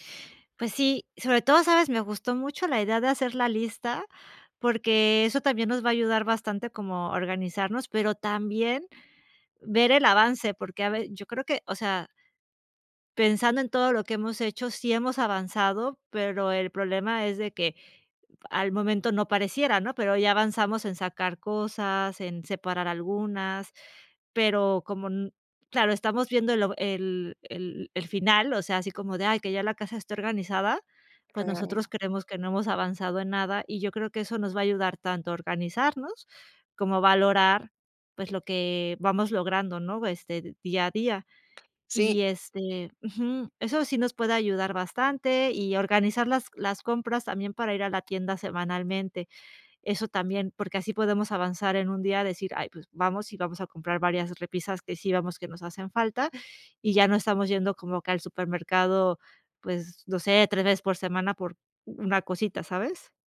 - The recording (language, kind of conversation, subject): Spanish, advice, ¿Cómo puedo dejar de sentirme abrumado por tareas pendientes que nunca termino?
- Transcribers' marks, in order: other background noise